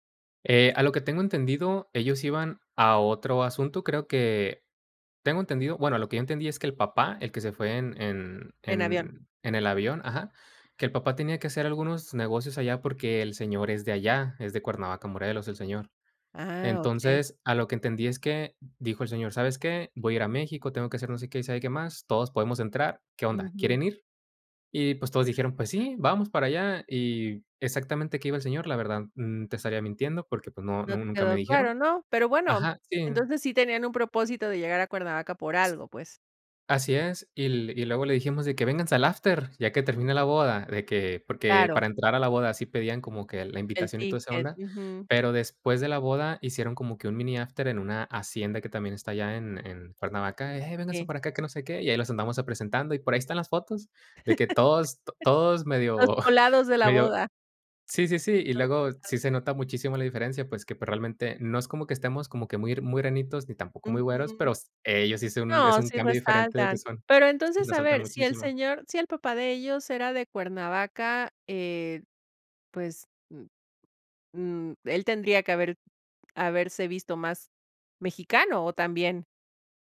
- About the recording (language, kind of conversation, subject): Spanish, podcast, ¿Has hecho amigos inolvidables mientras viajabas?
- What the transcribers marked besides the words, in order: unintelligible speech; other background noise; laugh; chuckle; unintelligible speech